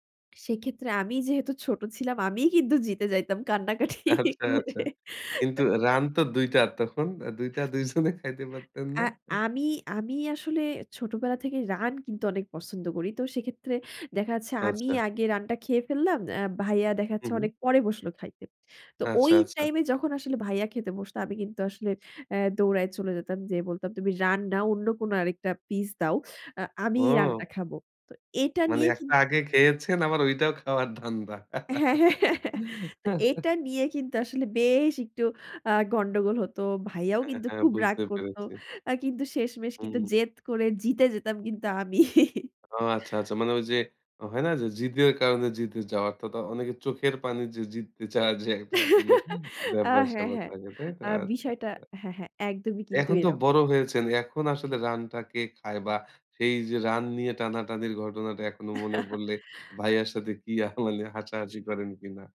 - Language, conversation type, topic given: Bengali, podcast, কোন খাবার তোমাকে একদম বাড়ির কথা মনে করিয়ে দেয়?
- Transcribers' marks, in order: laughing while speaking: "কান্নাকাটি করে"; chuckle; other noise; laughing while speaking: "দুই জনে খাইতে পারতেন না?"; laughing while speaking: "হ্যাঁ, হ্যাঁ"; chuckle; laughing while speaking: "আমি"; laughing while speaking: "চাওয়ার যে একটা আসলে ব্যাপার-স্যাপার থাকে"; giggle; chuckle; laughing while speaking: "কি আ মানে"